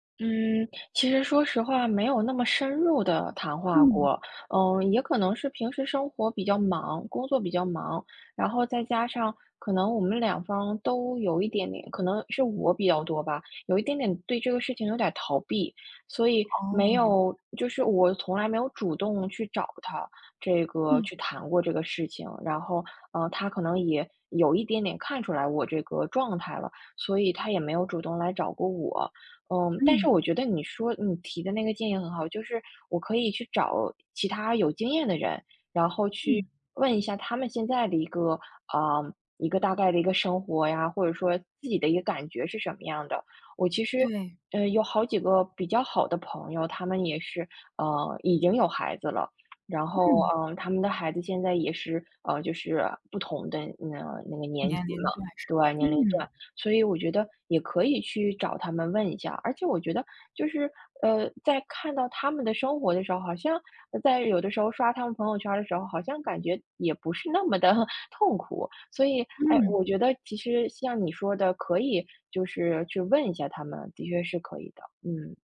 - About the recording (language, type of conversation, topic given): Chinese, advice, 当你面临重大决定却迟迟无法下定决心时，你通常会遇到什么情况？
- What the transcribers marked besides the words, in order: chuckle